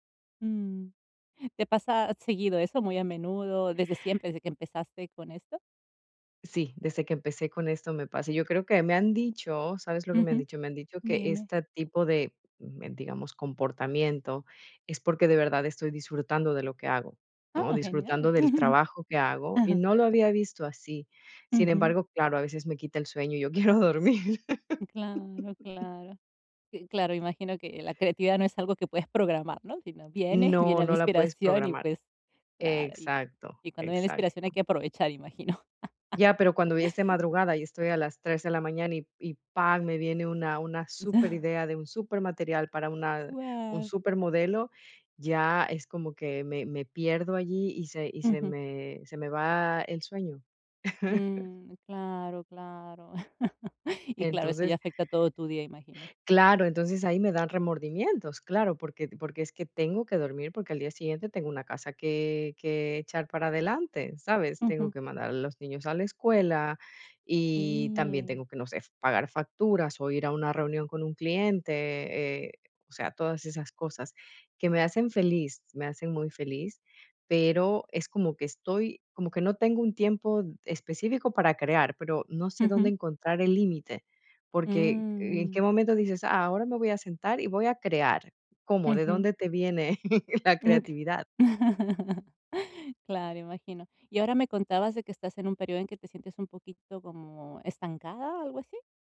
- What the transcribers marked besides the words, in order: chuckle; laughing while speaking: "quiero dormir"; laugh; laugh; other noise; chuckle; chuckle
- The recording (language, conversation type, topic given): Spanish, advice, ¿Cómo puedo programar tiempo personal para crear sin sentirme culpable?